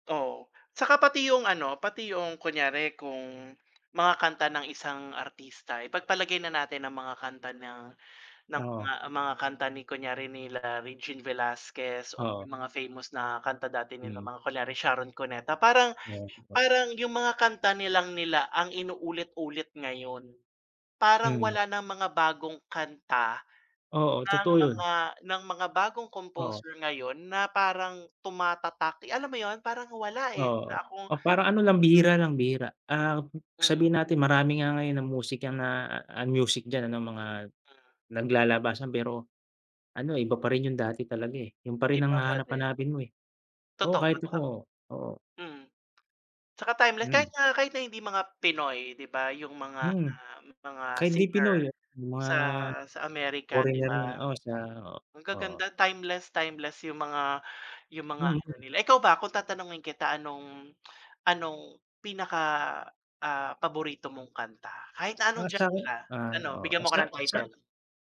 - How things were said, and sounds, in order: other background noise; "nalang" said as "nilang"
- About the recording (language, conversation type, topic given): Filipino, unstructured, Ano ang paborito mong kanta, at bakit mo ito gusto?